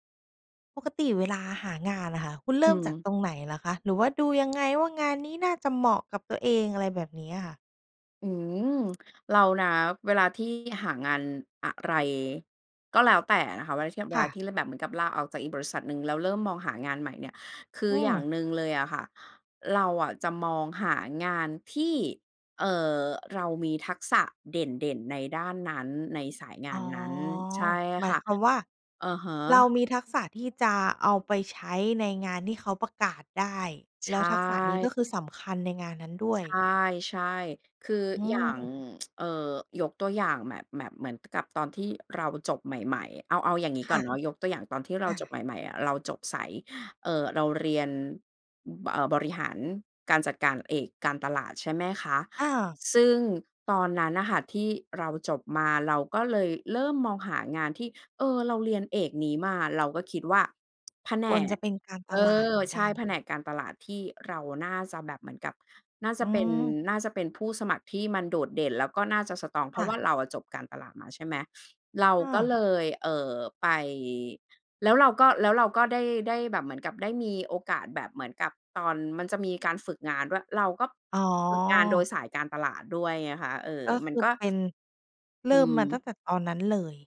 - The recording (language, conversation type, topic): Thai, podcast, เราจะหางานที่เหมาะกับตัวเองได้อย่างไร?
- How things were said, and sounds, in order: other background noise; tsk; tsk; in English: "สตรอง"